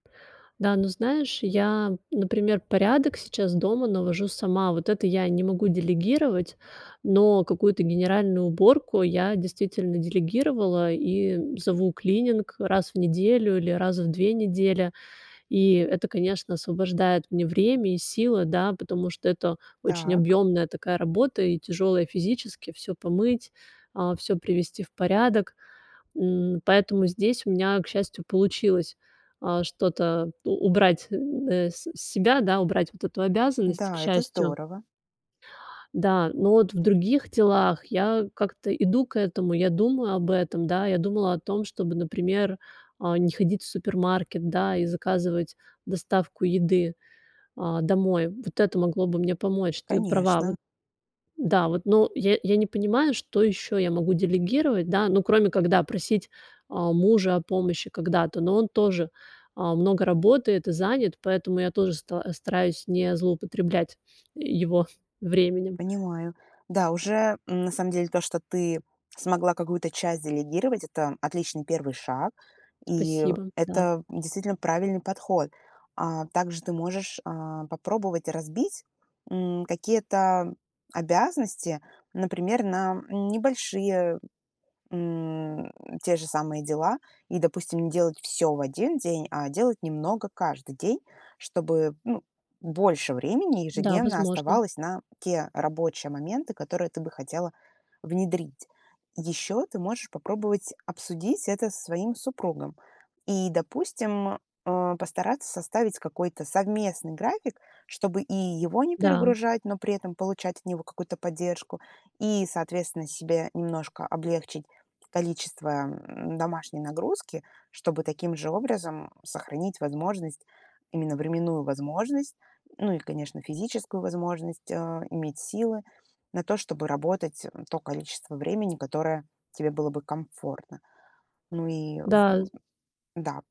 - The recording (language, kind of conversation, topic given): Russian, advice, Как мне спланировать постепенное возвращение к своим обязанностям?
- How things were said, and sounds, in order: other background noise; tapping